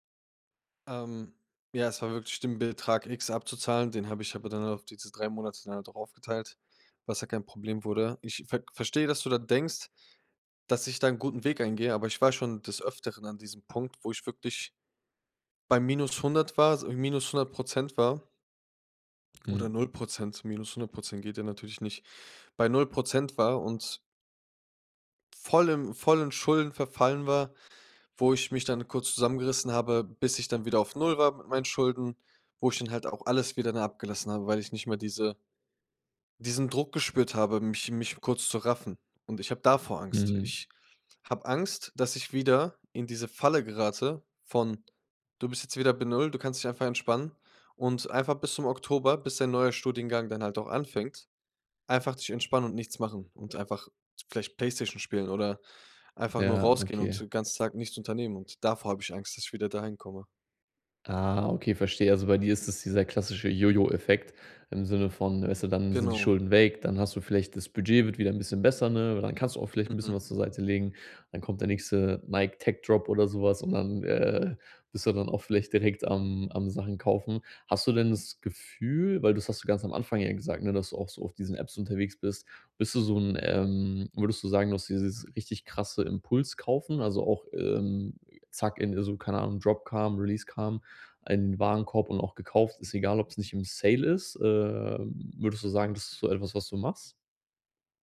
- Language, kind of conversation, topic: German, advice, Wie schaffe ich es, langfristige Sparziele zu priorisieren, statt kurzfristigen Kaufbelohnungen nachzugeben?
- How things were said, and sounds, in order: other background noise; in English: "Dropcam, Releasecam"